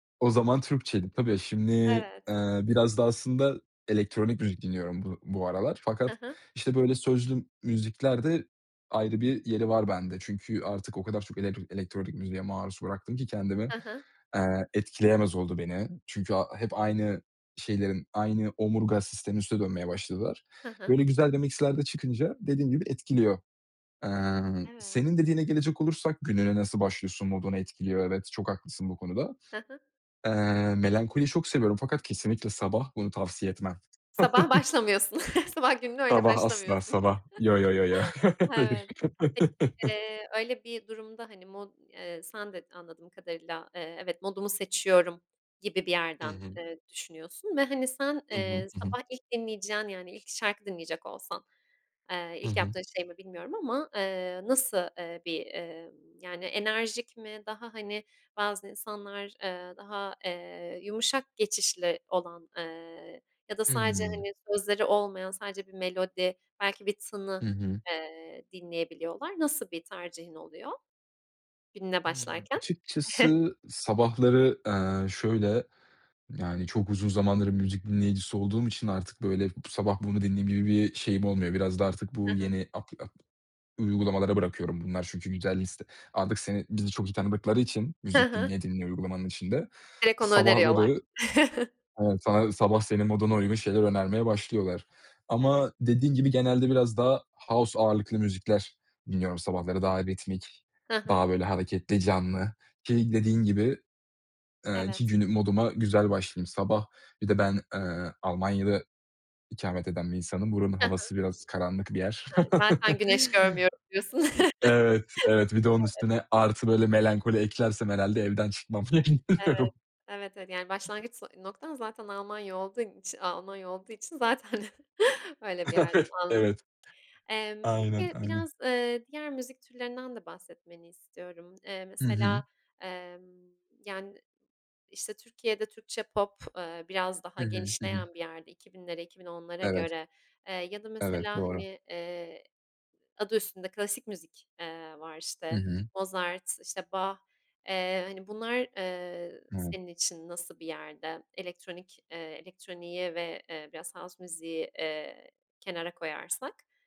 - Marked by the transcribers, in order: other background noise; in English: "mix'ler"; chuckle; chuckle; laughing while speaking: "Hayır"; chuckle; stressed: "modumu seçiyorum"; chuckle; chuckle; in English: "house"; chuckle; other noise; chuckle; unintelligible speech; chuckle; tapping; in English: "house"
- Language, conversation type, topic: Turkish, podcast, Bir şarkıyı sevmeni genelde ne sağlar: sözleri mi, melodisi mi?